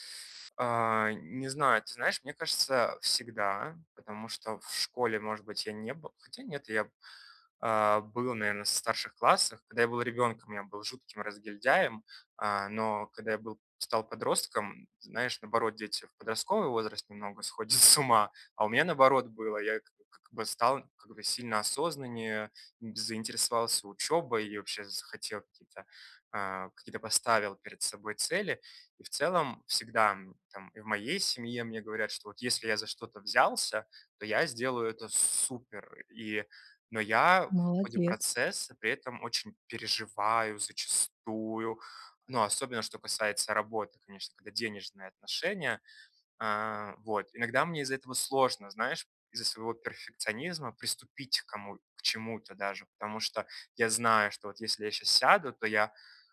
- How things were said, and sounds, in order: laughing while speaking: "сходят с ума"; stressed: "супер"
- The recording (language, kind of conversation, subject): Russian, advice, Как перестать позволять внутреннему критику подрывать мою уверенность и решимость?
- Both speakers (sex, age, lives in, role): female, 40-44, United States, advisor; male, 30-34, Mexico, user